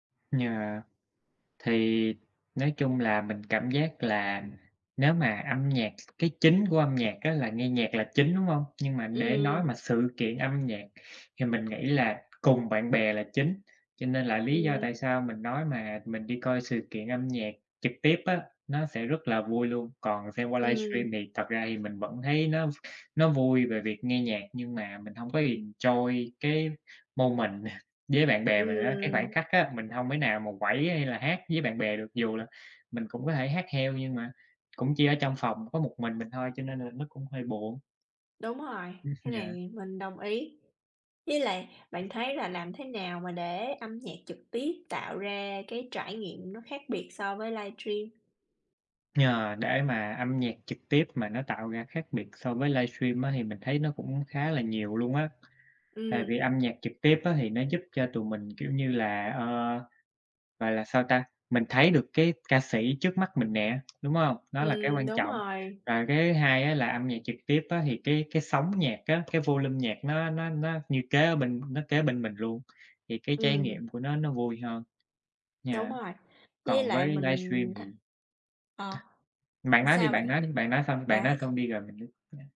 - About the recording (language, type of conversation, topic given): Vietnamese, unstructured, Bạn thích đi dự buổi biểu diễn âm nhạc trực tiếp hay xem phát trực tiếp hơn?
- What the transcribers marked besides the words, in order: tapping; other background noise; in English: "enjoy"; in English: "moment"; laugh; laughing while speaking: "Ừm"; in English: "volume"